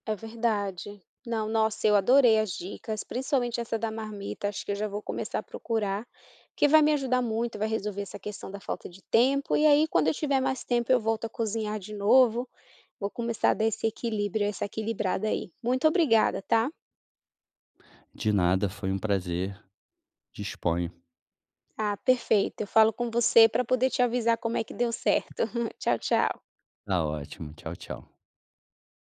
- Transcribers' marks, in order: chuckle
- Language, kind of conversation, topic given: Portuguese, advice, Por que me falta tempo para fazer refeições regulares e saudáveis?